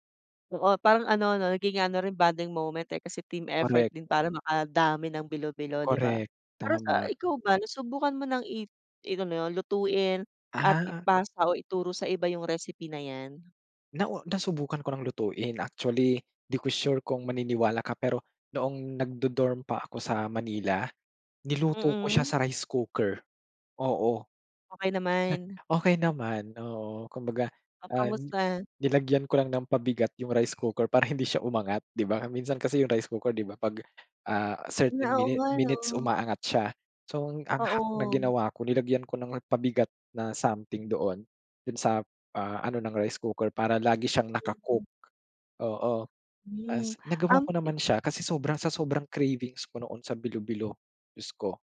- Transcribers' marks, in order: tapping; scoff; other background noise
- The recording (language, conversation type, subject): Filipino, podcast, Ano ang paborito mong pagkaing pampalubag-loob na natutunan mo mula sa lola o nanay mo?